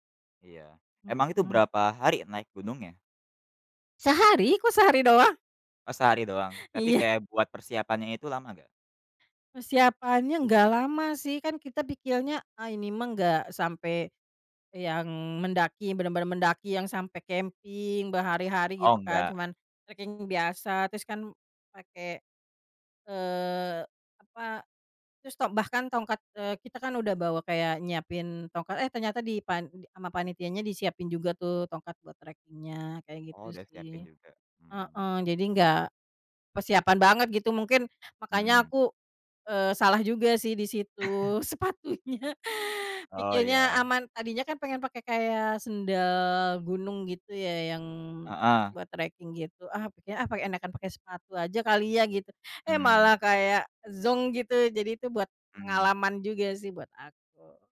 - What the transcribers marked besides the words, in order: laughing while speaking: "Iya"; chuckle; laughing while speaking: "sepatunya"; other background noise
- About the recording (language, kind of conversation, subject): Indonesian, podcast, Bagaimana pengalaman pertama kamu saat mendaki gunung atau berjalan lintas alam?